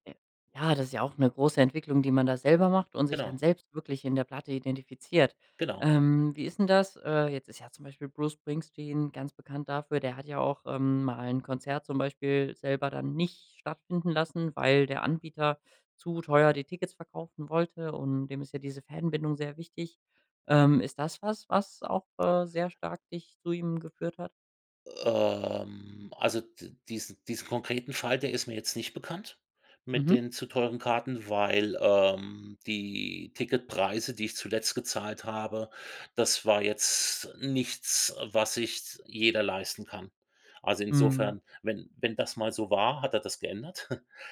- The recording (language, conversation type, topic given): German, podcast, Welches Album würdest du auf eine einsame Insel mitnehmen?
- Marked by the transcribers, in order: drawn out: "Ähm"; chuckle